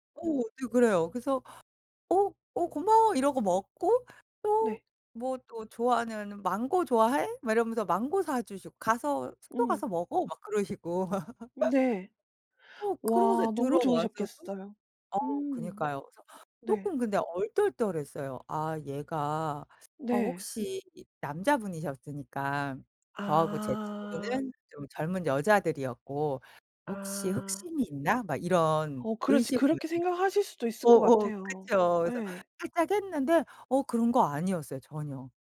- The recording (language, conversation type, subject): Korean, podcast, 여행 중에 만난 친절한 사람에 대한 이야기를 들려주실 수 있나요?
- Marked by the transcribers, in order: laugh; other background noise